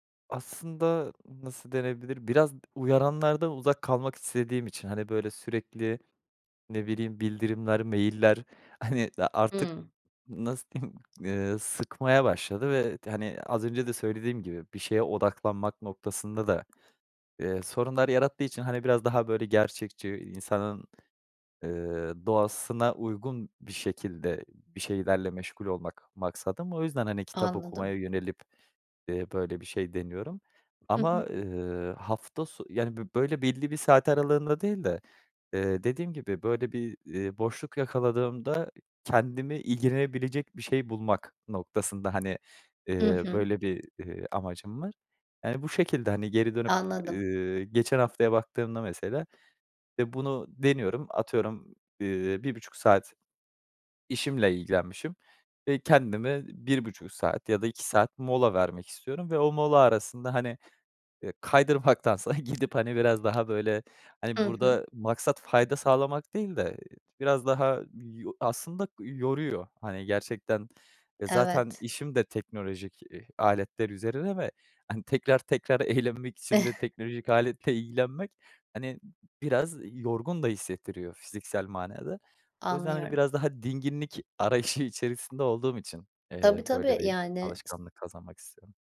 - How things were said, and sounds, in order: other background noise; tapping; chuckle; chuckle
- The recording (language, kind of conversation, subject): Turkish, advice, Her gün düzenli kitap okuma alışkanlığı nasıl geliştirebilirim?